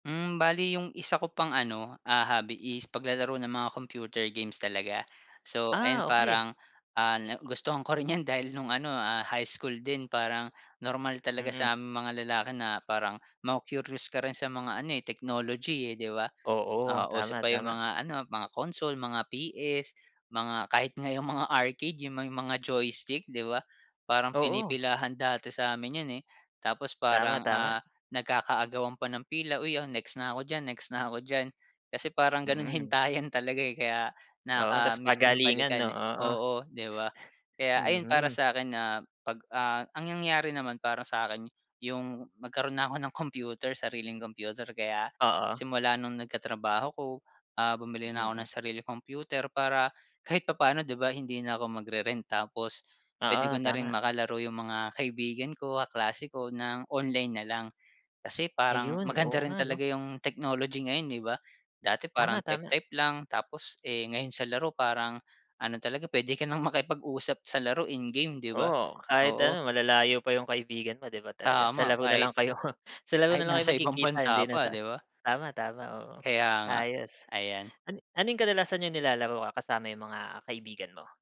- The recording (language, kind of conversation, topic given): Filipino, podcast, Ano ang kahulugan ng libangang ito sa buhay mo?
- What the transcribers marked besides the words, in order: tapping; other background noise; laughing while speaking: "nagustuhan ko rin 'yan dahil no'ng"; laughing while speaking: "'yong mga arcade"; laughing while speaking: "hintayan talaga"; laughing while speaking: "kahit nasa ibang bansa"; laughing while speaking: "kayo"